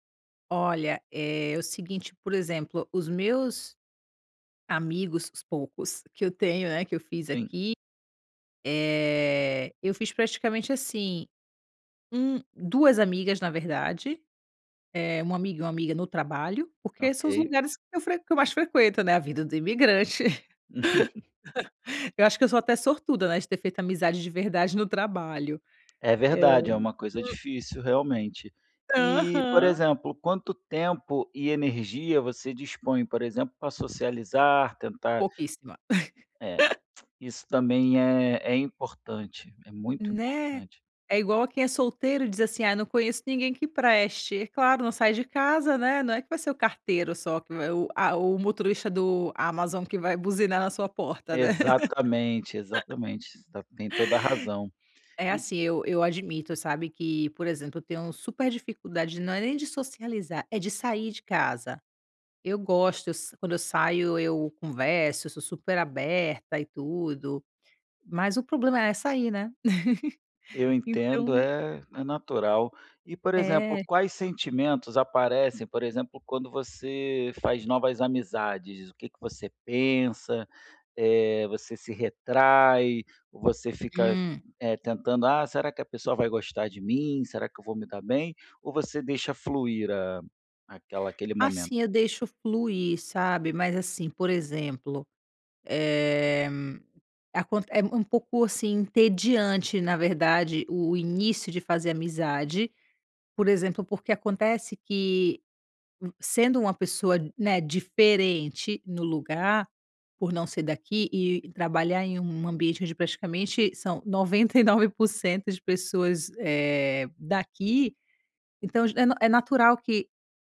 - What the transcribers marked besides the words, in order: chuckle; laugh; other noise; laugh; tongue click; laugh; laugh; laughing while speaking: "noventa e nove"
- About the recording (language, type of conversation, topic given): Portuguese, advice, Como posso lidar com a dificuldade de fazer novas amizades na vida adulta?